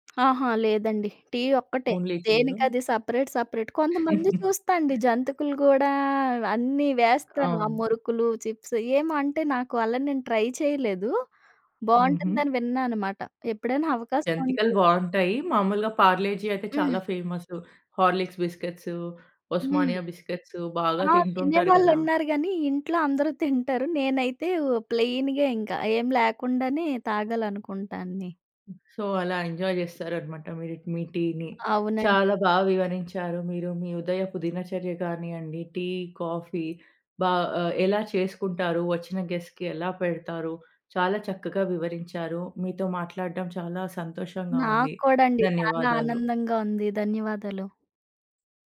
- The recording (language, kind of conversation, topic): Telugu, podcast, ప్రతిరోజు కాఫీ లేదా చాయ్ మీ దినచర్యను ఎలా మార్చేస్తుంది?
- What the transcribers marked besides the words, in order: tapping; in English: "ఓన్లీ"; in English: "సెపరేట్, సెపరేట్"; giggle; "జంతుకలు" said as "జంతికలు"; in English: "చిప్స్"; in English: "ట్రై"; in English: "ప్లెయిన్‌గా"; other noise; in English: "సో"; in English: "ఎంజాయ్"; in English: "కాఫీ"; in English: "గెస్ట్‌కి"